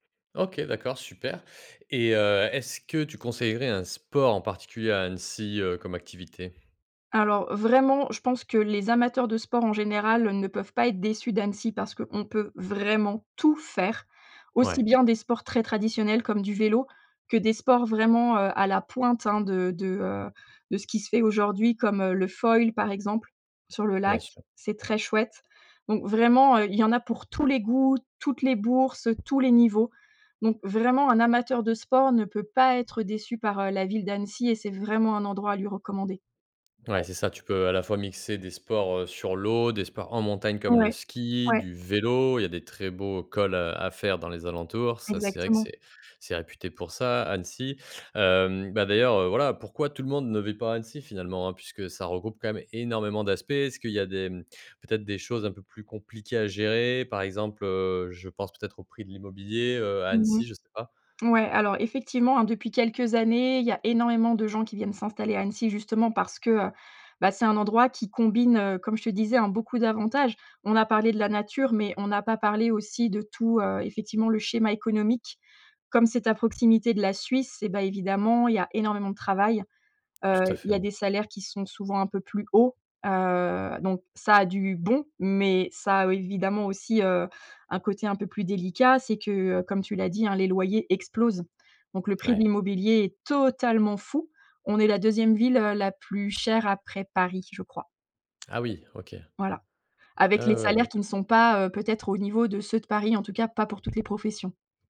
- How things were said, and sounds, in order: stressed: "sport"; stressed: "vraiment tout"; other noise; tapping; stressed: "hauts"; stressed: "bon"; stressed: "totalement"
- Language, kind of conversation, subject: French, podcast, Quel endroit recommandes-tu à tout le monde, et pourquoi ?